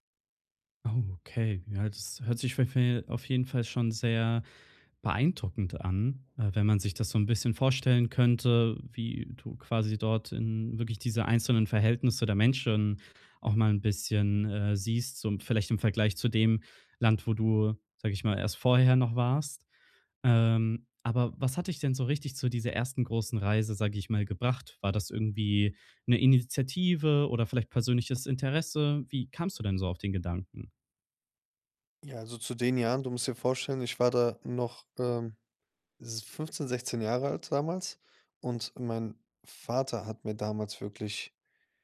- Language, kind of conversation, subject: German, podcast, Was hat dir deine erste große Reise beigebracht?
- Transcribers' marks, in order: none